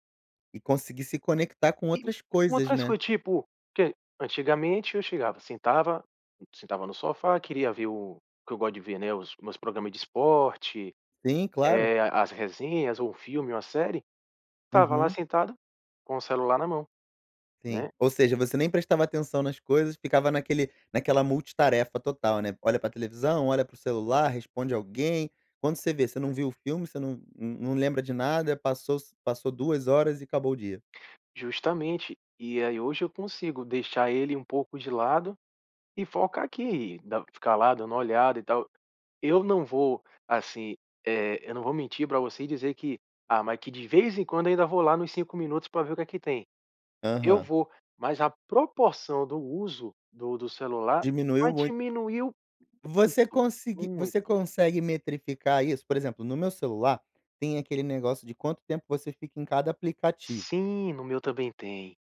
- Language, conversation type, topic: Portuguese, podcast, Como você evita distrações no celular enquanto trabalha?
- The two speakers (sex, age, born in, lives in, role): male, 35-39, Brazil, Portugal, host; male, 40-44, Brazil, Portugal, guest
- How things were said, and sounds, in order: other background noise